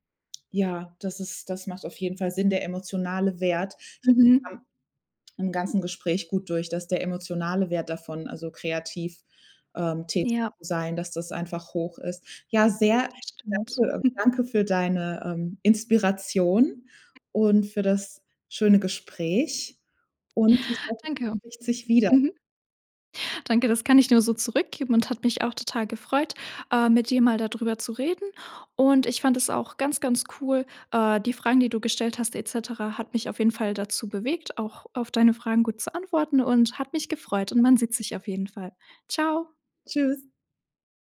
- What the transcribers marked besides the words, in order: other background noise; unintelligible speech; chuckle; unintelligible speech
- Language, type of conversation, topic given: German, podcast, Wie stärkst du deine kreative Routine im Alltag?